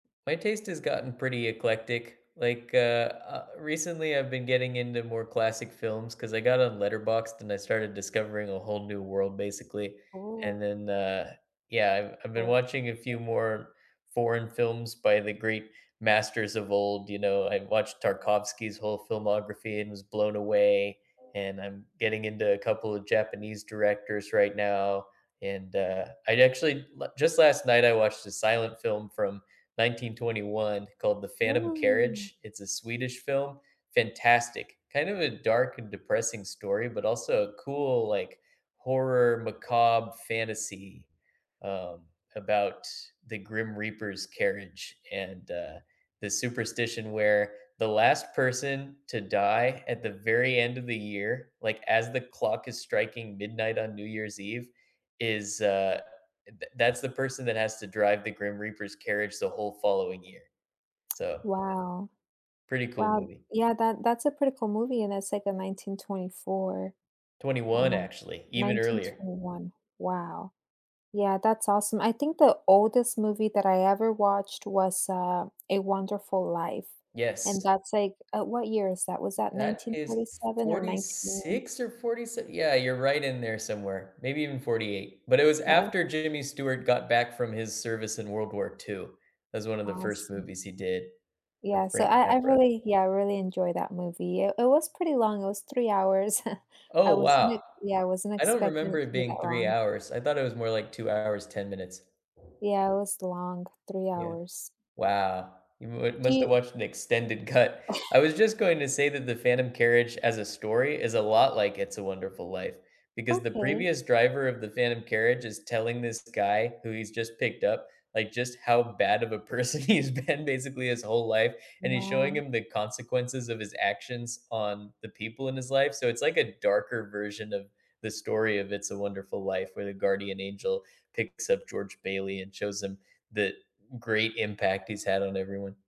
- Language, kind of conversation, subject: English, unstructured, What makes your ideal slow Sunday—from waking up to going to bed—feel restful, meaningful, and connected?
- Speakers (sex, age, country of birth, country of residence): female, 30-34, United States, United States; male, 25-29, United States, United States
- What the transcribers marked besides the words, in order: other background noise; background speech; tapping; chuckle; chuckle; laughing while speaking: "person he's been"